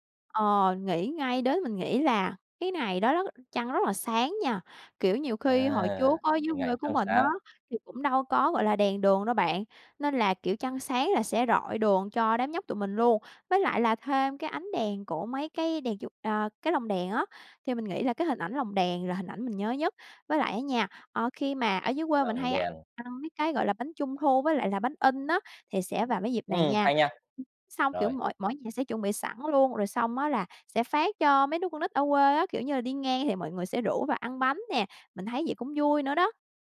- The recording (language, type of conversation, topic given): Vietnamese, podcast, Bạn nhớ nhất lễ hội nào trong tuổi thơ?
- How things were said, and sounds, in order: other background noise